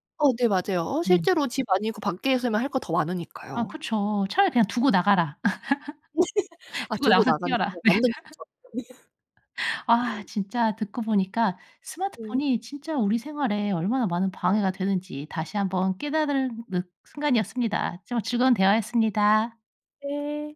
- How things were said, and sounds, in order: tapping; laugh; laughing while speaking: "네"; laugh; unintelligible speech; laugh; other background noise
- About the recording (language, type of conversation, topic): Korean, podcast, 스마트폰 같은 방해 요소를 어떻게 관리하시나요?